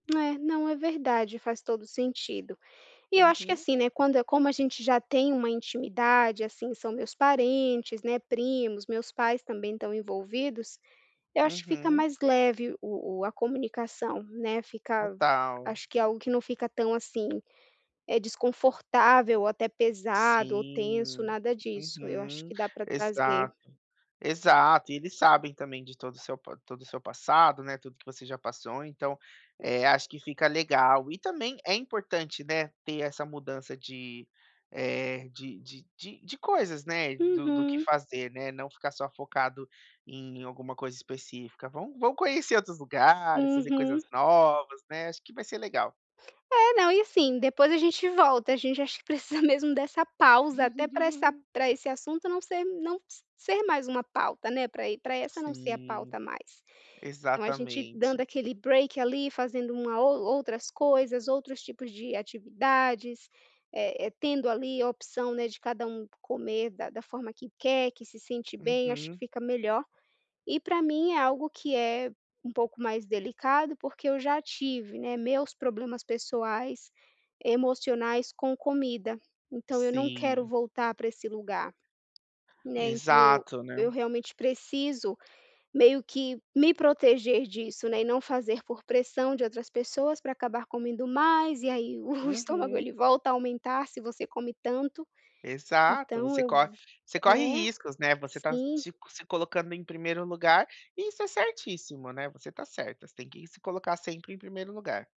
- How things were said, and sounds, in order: laughing while speaking: "que precisa mesmo"; giggle; tapping; laughing while speaking: "o estômago"
- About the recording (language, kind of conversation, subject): Portuguese, advice, Como lidar com pressão social durante refeições em restaurantes